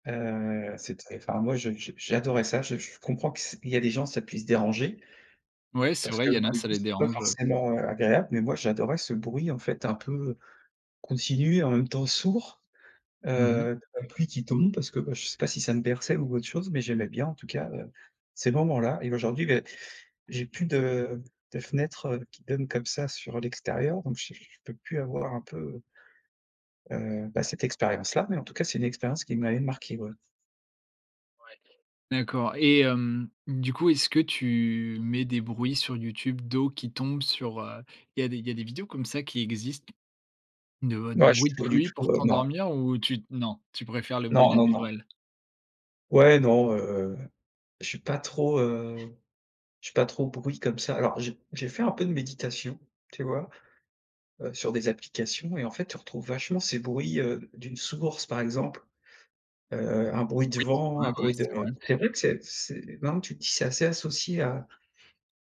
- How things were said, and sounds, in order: other background noise
- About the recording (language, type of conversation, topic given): French, podcast, Quel bruit naturel t’apaise instantanément ?